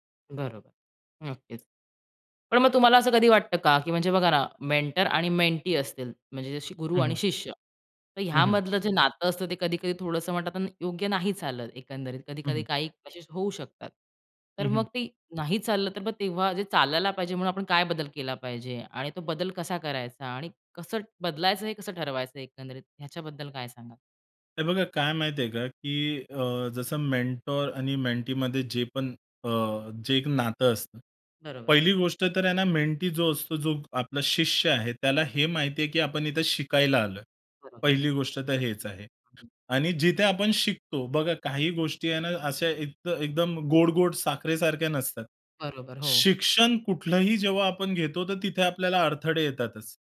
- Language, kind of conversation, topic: Marathi, podcast, तुम्ही मेंटर निवडताना कोणत्या गोष्टी लक्षात घेता?
- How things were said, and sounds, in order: in English: "मेंटर"; in English: "मेंटी"; in English: "मेंटर"; in English: "मेंटीमध्ये"; in English: "मेंटी"; other noise; other background noise; horn